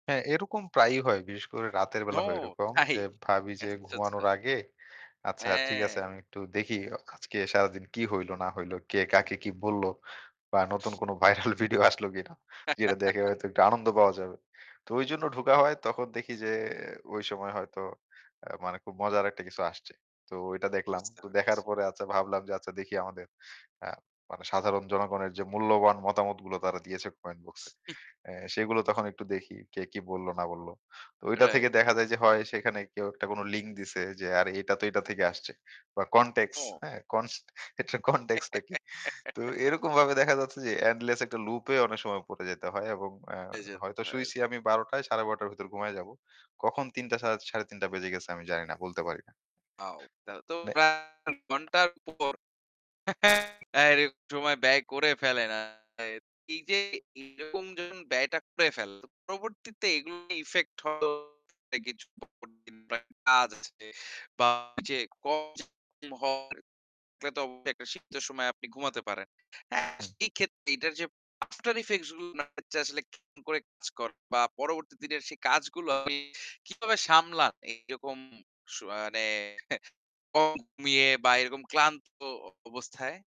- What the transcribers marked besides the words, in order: other background noise; laughing while speaking: "তাই! আচ্ছা, আচ্ছা"; laughing while speaking: "ভাইরাল ভিডিও আসলো কিনা"; chuckle; chuckle; laughing while speaking: "এটা কনটেক্স টা কি"; giggle; distorted speech; chuckle; unintelligible speech; tapping; scoff
- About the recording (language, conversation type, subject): Bengali, podcast, আপনার কোন কোন অ্যাপে সবচেয়ে বেশি সময় চলে যায় বলে মনে হয়?